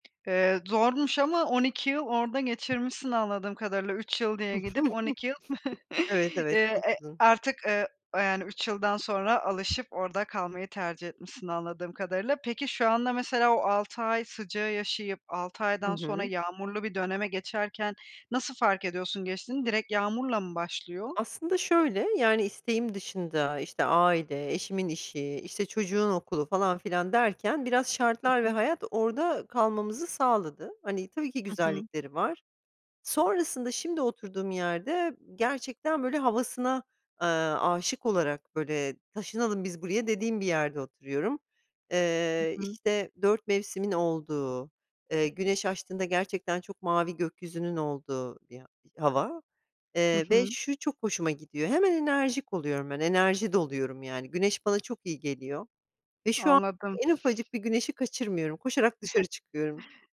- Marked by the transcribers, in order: tapping; other background noise; chuckle; chuckle
- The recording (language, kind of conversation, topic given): Turkish, podcast, Mevsim değişikliklerini ilk ne zaman ve nasıl fark edersin?